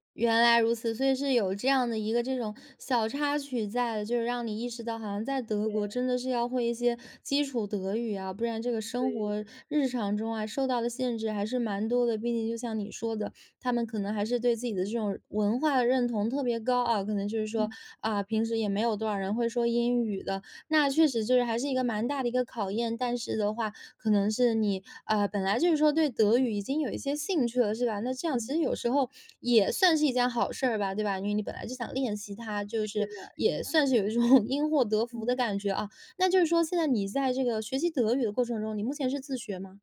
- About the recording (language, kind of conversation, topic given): Chinese, podcast, 你最难忘的一次学习经历是什么？
- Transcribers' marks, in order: other background noise; laughing while speaking: "一种"